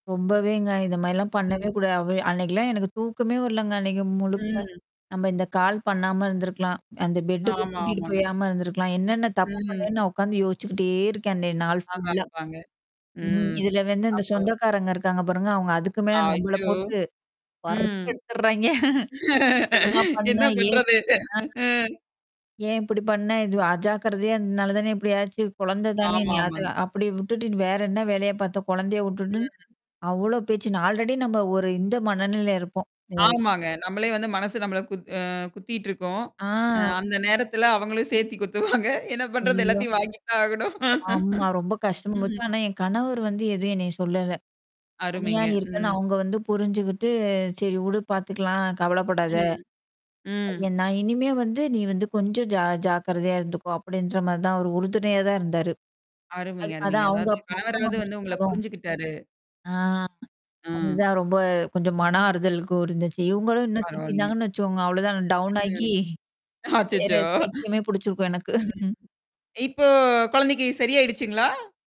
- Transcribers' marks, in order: static; mechanical hum; in English: "பெட்டுக்கு"; distorted speech; in English: "ஃபுல்லா"; laugh; laughing while speaking: "என்ன பண்றது?"; laughing while speaking: "எடுத்துர்றாய்ங்க!"; other background noise; in English: "ஆல்ரெடி"; unintelligible speech; laughing while speaking: "குத்துவாங்க. என்ன பண்றது எல்லாத்தையும் வாங்கி தான் ஆகணும்"; chuckle; laughing while speaking: "அச்சச்சோ!"; in English: "டவுன்"; chuckle
- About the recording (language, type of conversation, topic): Tamil, podcast, குழந்தைகள் தங்கள் உணர்ச்சிகளை வெளிப்படுத்தும்போது நீங்கள் எப்படி பதிலளிப்பீர்கள்?